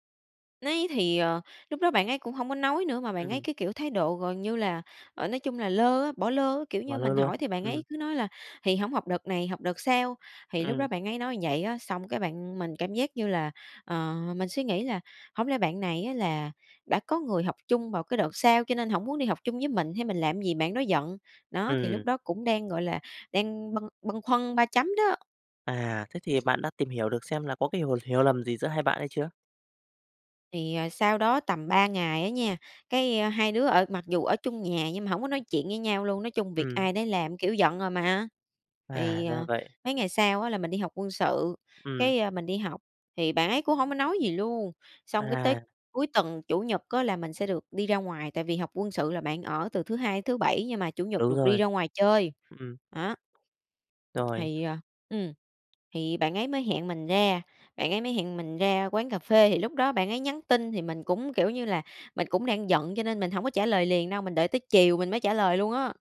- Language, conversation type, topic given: Vietnamese, podcast, Bạn thường xử lý mâu thuẫn với bạn bè như thế nào?
- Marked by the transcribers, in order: tapping; other noise; other background noise